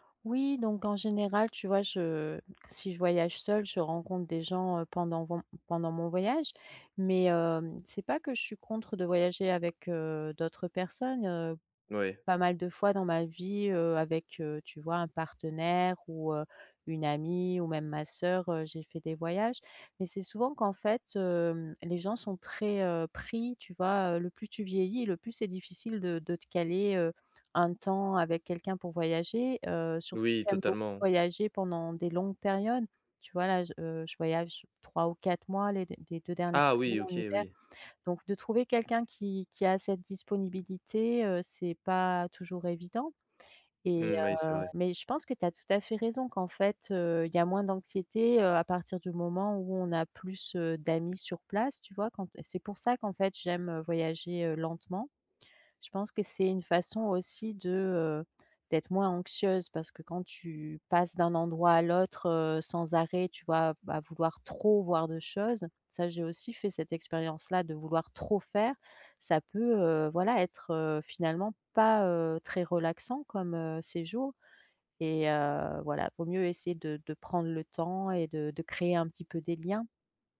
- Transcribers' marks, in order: none
- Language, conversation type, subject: French, advice, Comment puis-je réduire mon anxiété liée aux voyages ?